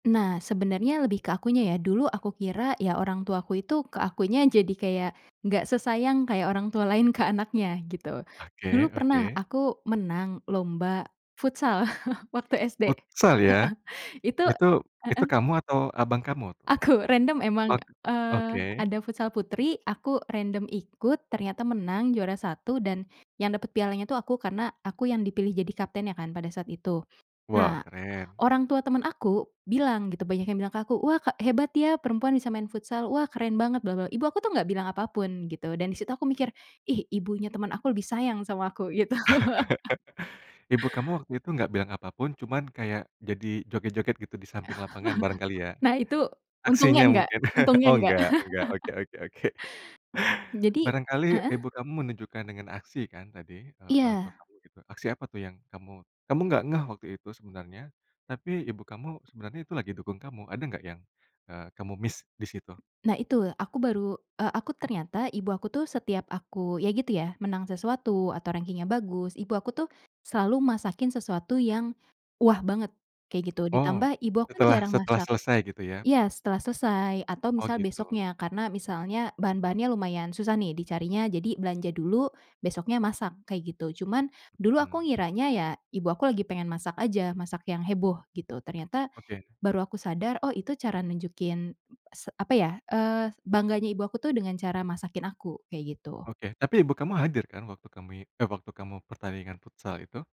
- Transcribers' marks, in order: chuckle; chuckle; laughing while speaking: "gitu"; chuckle; chuckle; laughing while speaking: "oke"; laugh; tapping; in English: "miss"; stressed: "wah"
- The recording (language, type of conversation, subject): Indonesian, podcast, Bagaimana cara menghadapi anggota keluarga yang memiliki bahasa cinta yang berbeda-beda?